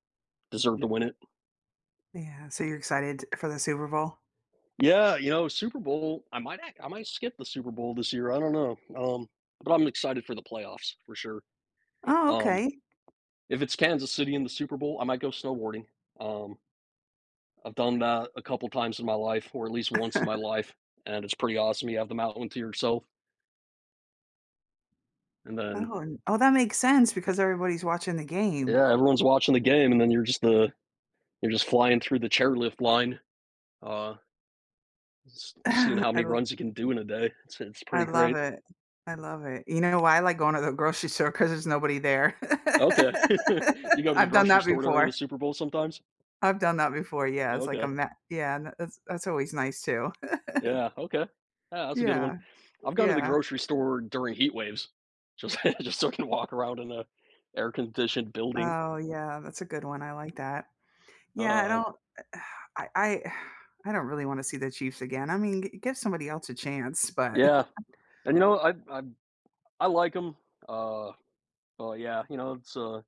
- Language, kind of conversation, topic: English, unstructured, How do championship moments in sports create lasting memories for fans?
- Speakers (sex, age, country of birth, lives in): female, 50-54, United States, United States; male, 40-44, United States, United States
- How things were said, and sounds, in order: tapping; chuckle; chuckle; laugh; chuckle; chuckle; laughing while speaking: "just so I can walk"; sigh; chuckle; other background noise